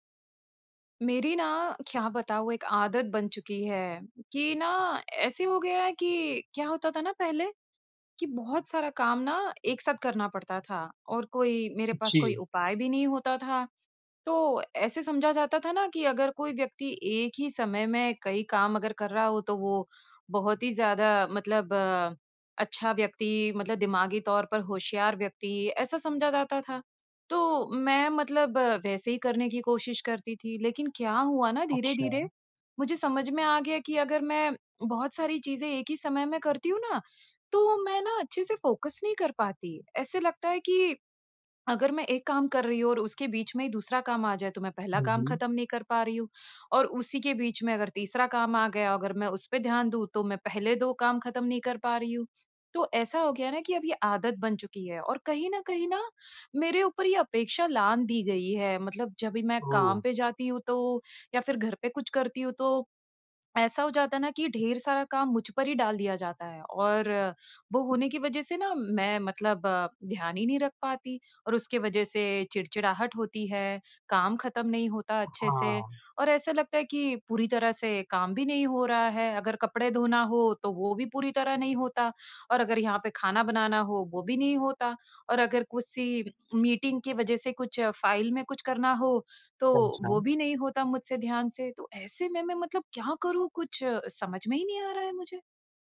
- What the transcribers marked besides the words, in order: in English: "फ़ोकस"; "किसी" said as "कुसी"; in English: "मीटिंग"
- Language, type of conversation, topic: Hindi, advice, एक ही समय में कई काम करते हुए मेरा ध्यान क्यों भटक जाता है?